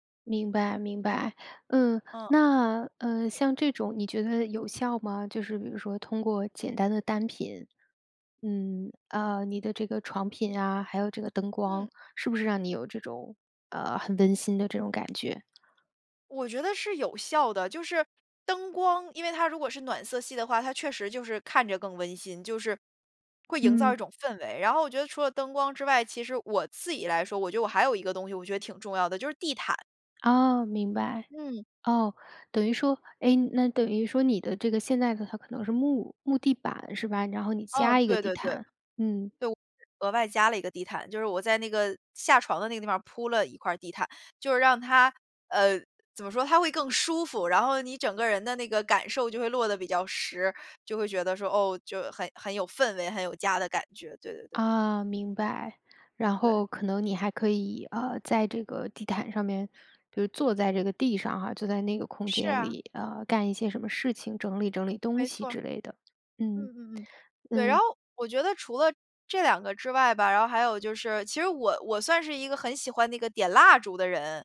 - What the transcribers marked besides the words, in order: tapping; unintelligible speech
- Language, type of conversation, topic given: Chinese, podcast, 有哪些简单的方法能让租来的房子更有家的感觉？